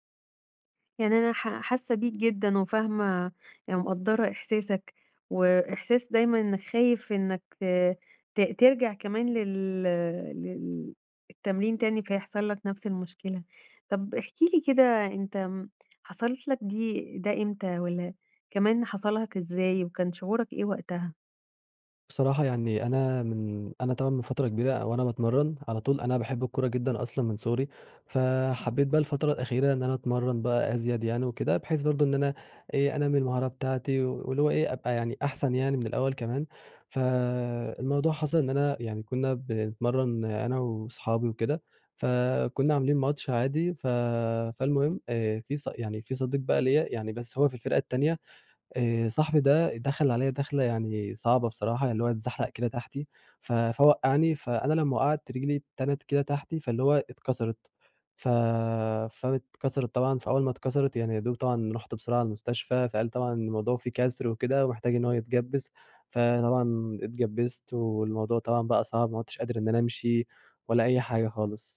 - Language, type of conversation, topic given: Arabic, advice, إزاي أتعامل مع وجع أو إصابة حصلتلي وأنا بتمرن وأنا متردد أكمل؟
- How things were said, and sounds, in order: none